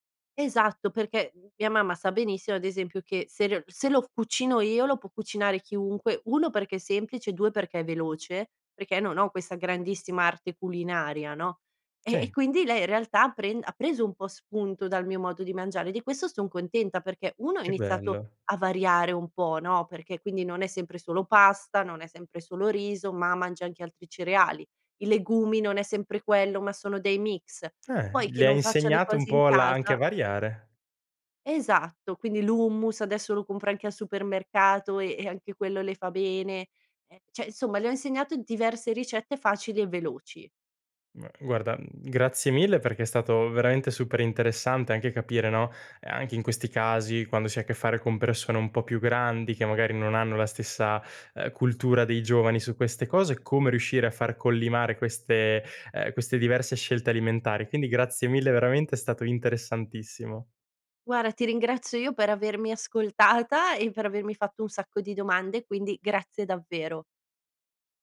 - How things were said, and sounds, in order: laughing while speaking: "e"; "cioè" said as "ceh"; "Guarda" said as "guara"; laughing while speaking: "ascoltata"
- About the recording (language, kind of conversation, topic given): Italian, podcast, Come posso far convivere gusti diversi a tavola senza litigare?